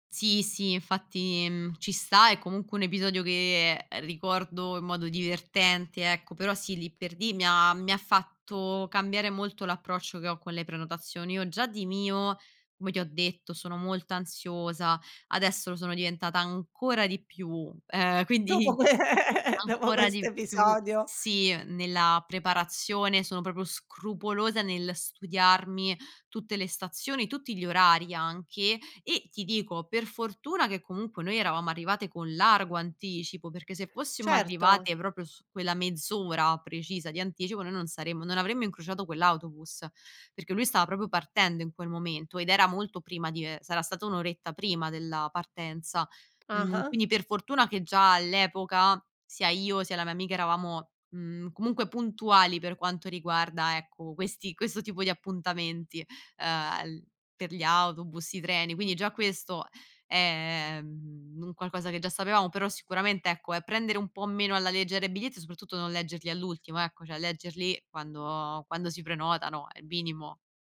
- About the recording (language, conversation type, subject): Italian, podcast, Raccontami di un errore che ti ha insegnato tanto?
- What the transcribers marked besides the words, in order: laughing while speaking: "quindi"; other background noise; chuckle; laughing while speaking: "dopo questo"; "proprio" said as "propio"; "proprio" said as "propio"; "proprio" said as "propio"; "cioè" said as "ceh"